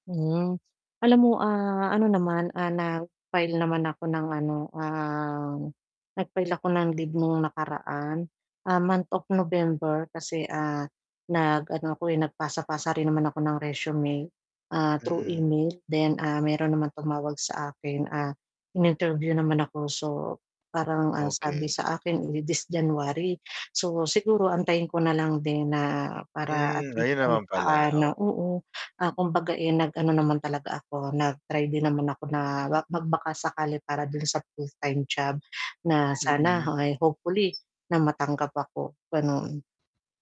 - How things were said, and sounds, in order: static
- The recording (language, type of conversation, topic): Filipino, advice, Paano ako hihingi ng suporta kapag dumaraan ako sa emosyonal na krisis?